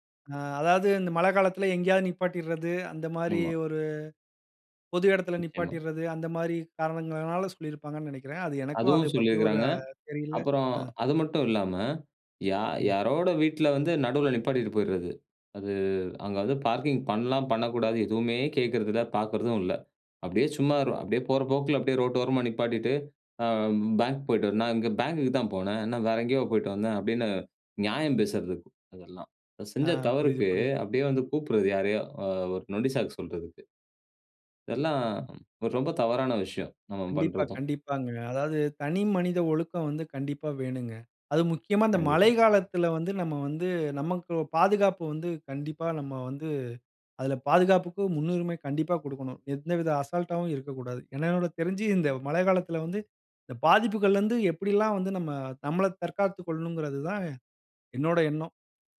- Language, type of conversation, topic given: Tamil, podcast, மழையுள்ள ஒரு நாள் உங்களுக்கு என்னென்ன பாடங்களைக் கற்றுத்தருகிறது?
- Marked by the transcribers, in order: none